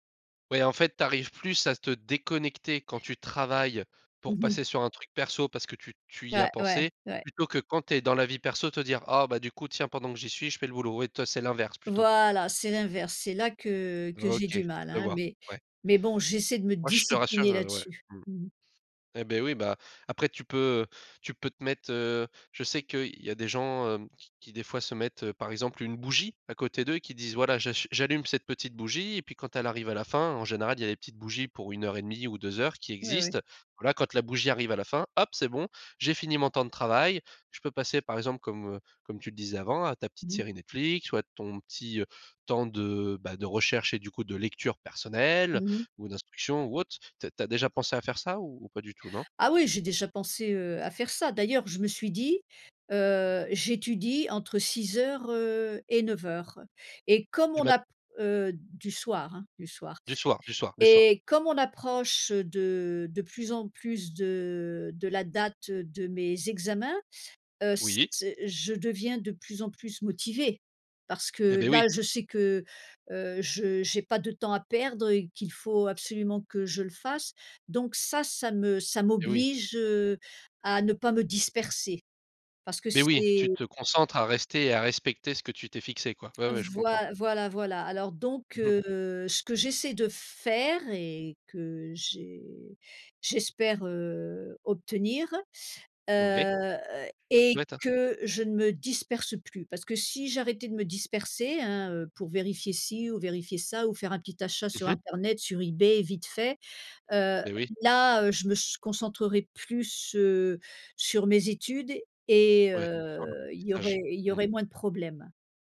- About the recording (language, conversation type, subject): French, podcast, Comment trouvez-vous l’équilibre entre le travail et la vie personnelle ?
- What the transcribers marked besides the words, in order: other background noise; stressed: "travailles"; stressed: "bougie"; stressed: "personnelle"; stressed: "motivée"; unintelligible speech